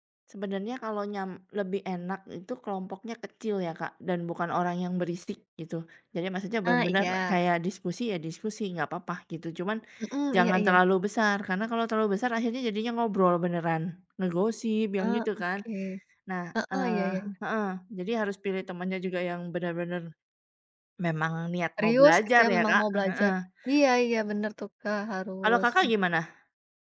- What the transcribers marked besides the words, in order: other background noise
- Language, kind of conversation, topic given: Indonesian, unstructured, Bagaimana cara kamu mempersiapkan ujian dengan baik?